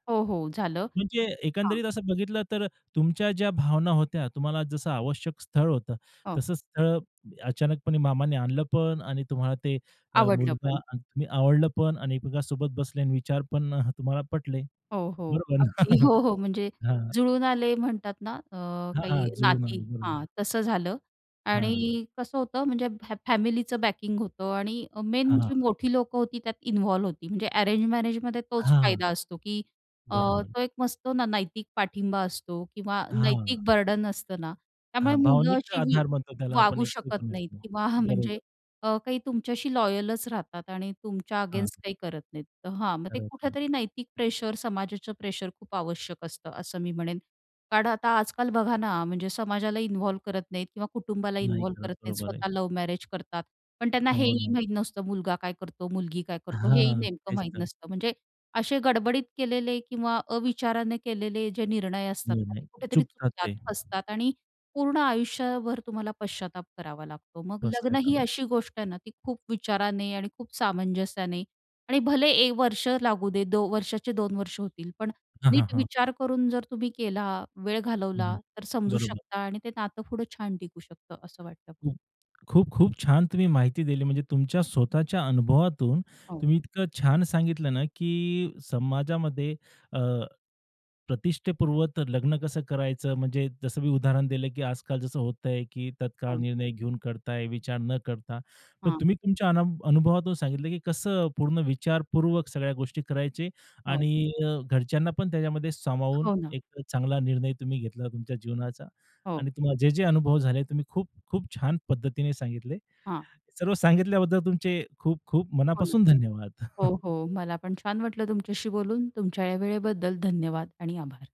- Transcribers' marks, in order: other background noise; chuckle; background speech; in English: "बॅकिंग"; tapping; in English: "मेन"; in English: "बर्डन"; laughing while speaking: "किंवा हं"; in English: "लॉयलच"; in English: "अगेन्स्ट"; chuckle
- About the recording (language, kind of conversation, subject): Marathi, podcast, लग्न आत्ताच करावे की थोडे पुढे ढकलावे, असे तुम्हाला काय वाटते?